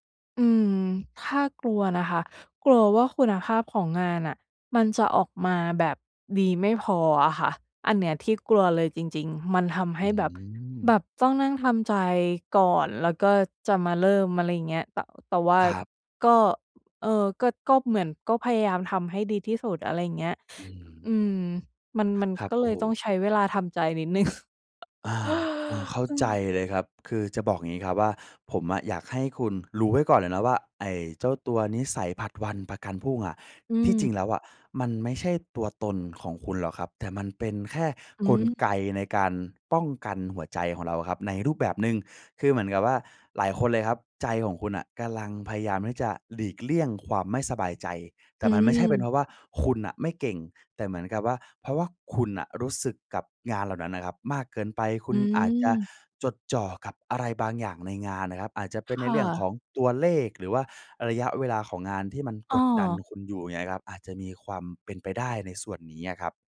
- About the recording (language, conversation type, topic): Thai, advice, ฉันจะเลิกนิสัยผัดวันประกันพรุ่งและฝึกให้รับผิดชอบมากขึ้นได้อย่างไร?
- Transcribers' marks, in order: chuckle